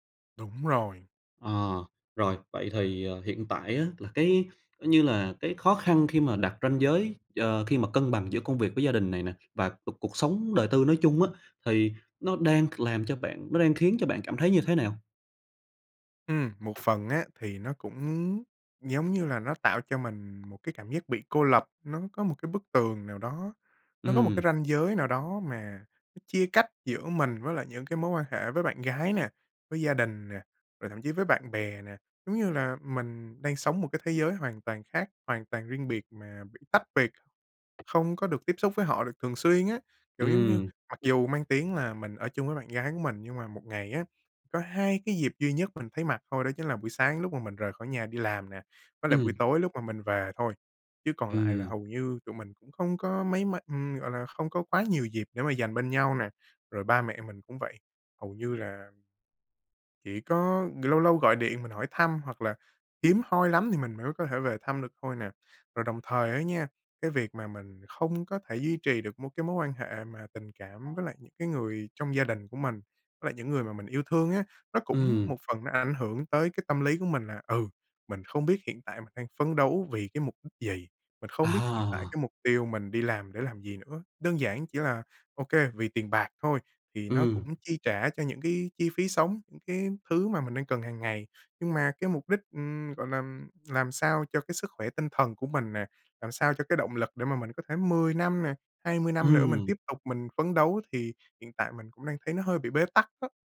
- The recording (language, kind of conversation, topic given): Vietnamese, advice, Làm thế nào để đặt ranh giới rõ ràng giữa công việc và gia đình?
- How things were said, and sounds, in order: other background noise; tapping